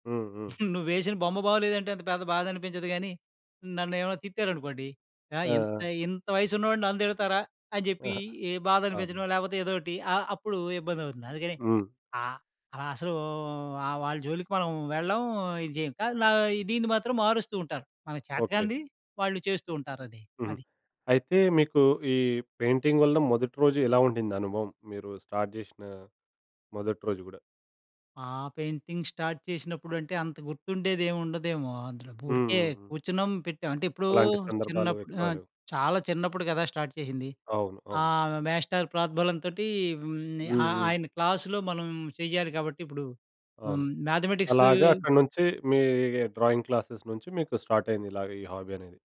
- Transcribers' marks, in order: giggle; other background noise; in English: "పెయింటింగ్"; in English: "స్టార్ట్"; in English: "పెయింటింగ్ స్టార్ట్"; in English: "స్టార్ట్"; in English: "డ్రాయింగ్ క్లాసెస్"; in English: "హాబీ"
- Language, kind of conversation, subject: Telugu, podcast, ప్రతిరోజూ మీకు చిన్న ఆనందాన్ని కలిగించే హాబీ ఏది?